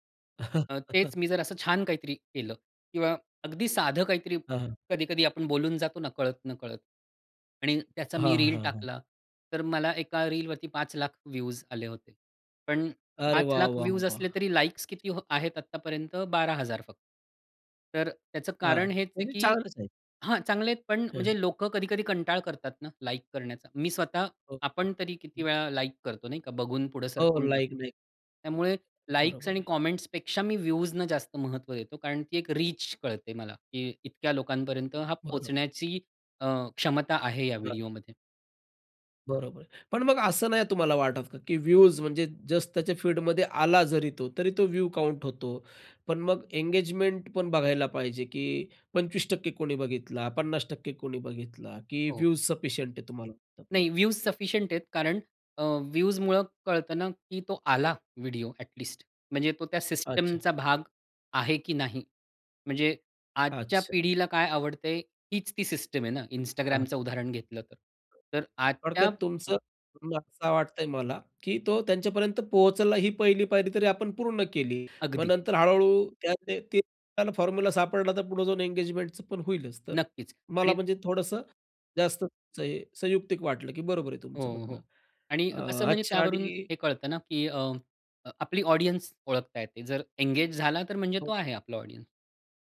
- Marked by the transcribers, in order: laugh; tapping; in English: "कामेंट्सपेक्षा"; in English: "रीच"; unintelligible speech; other background noise; unintelligible speech; in English: "ऑडियन्स"; in English: "ऑडियन्स"
- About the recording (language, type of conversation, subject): Marathi, podcast, तू सोशल मीडियावर तुझं काम कसं सादर करतोस?